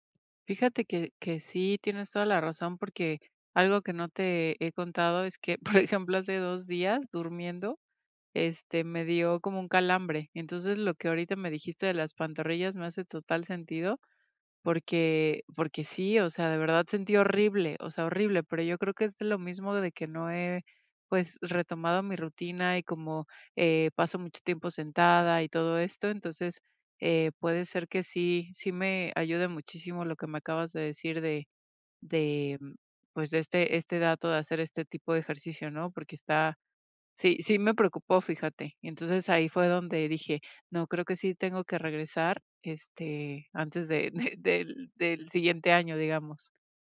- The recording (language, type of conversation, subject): Spanish, advice, ¿Cómo puedo superar el miedo y la procrastinación para empezar a hacer ejercicio?
- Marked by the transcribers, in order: laughing while speaking: "por ejemplo"